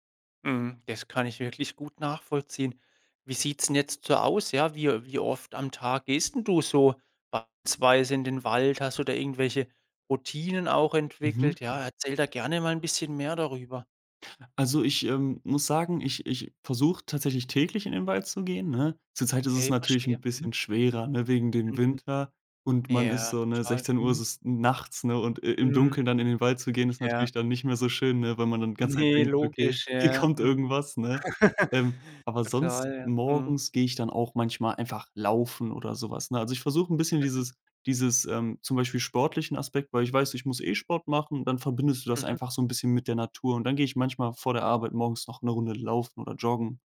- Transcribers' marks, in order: laughing while speaking: "hier kommt"; chuckle
- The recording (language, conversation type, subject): German, podcast, Welche Rolle spielt die Natur dabei, dein Leben zu vereinfachen?